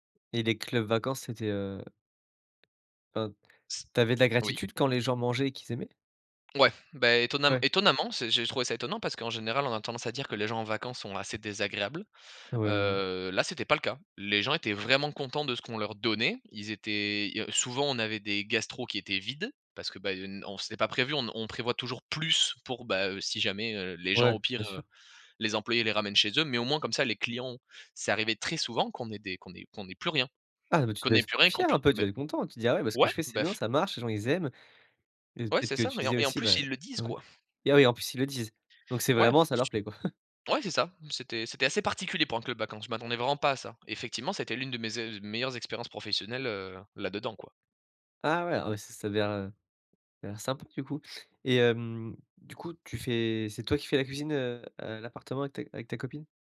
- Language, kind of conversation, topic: French, podcast, Comment organises-tu ta cuisine au quotidien ?
- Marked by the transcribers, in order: other background noise; tapping; stressed: "donnait"; stressed: "plus"; stressed: "fier"; laugh; stressed: "particulier"